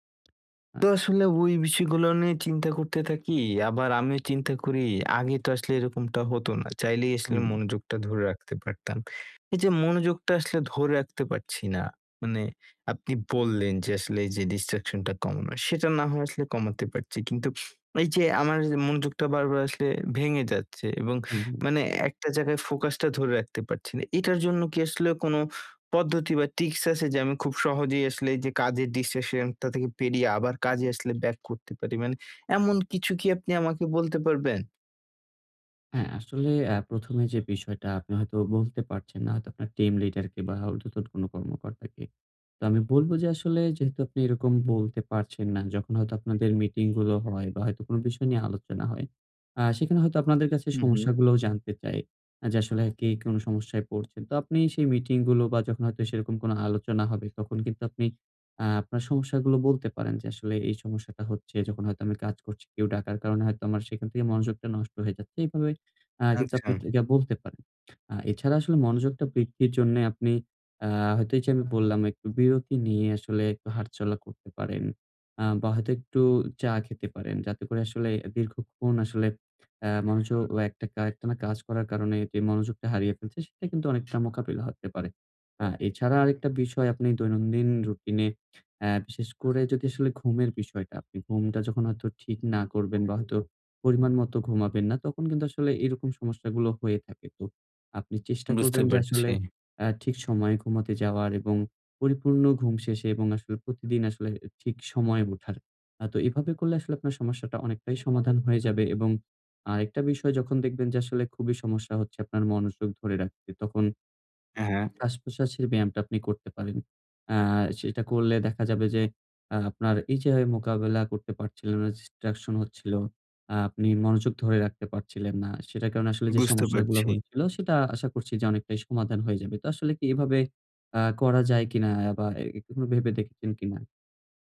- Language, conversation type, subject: Bengali, advice, কাজের সময় বিভ্রান্তি কমিয়ে কীভাবে একটিমাত্র কাজে মনোযোগ ধরে রাখতে পারি?
- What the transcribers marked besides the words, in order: tapping; in English: "ডিস্ট্রাকশন"; in English: "ডিস্ট্রাকশন"; "টিম" said as "টেম"; other background noise; horn; "হাঁটাচলা" said as "হাটচলা"; other noise